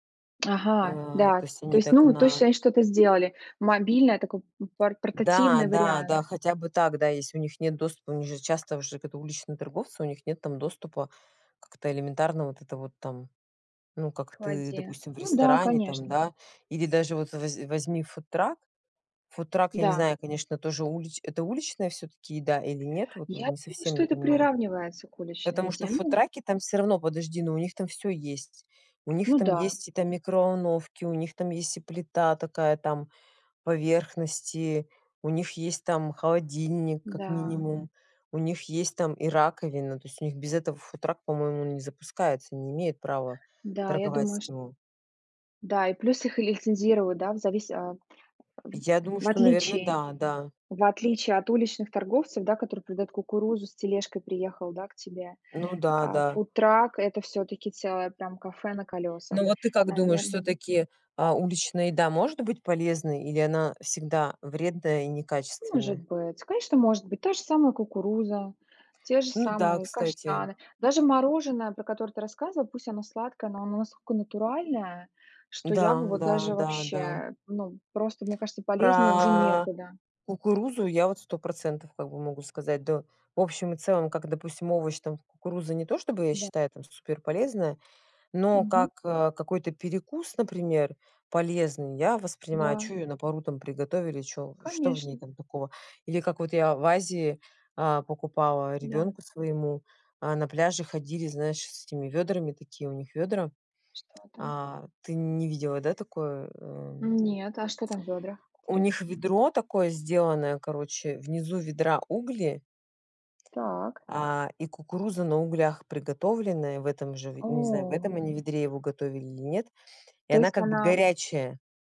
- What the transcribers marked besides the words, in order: tapping; unintelligible speech; other background noise
- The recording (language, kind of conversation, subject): Russian, unstructured, Что вас больше всего отталкивает в уличной еде?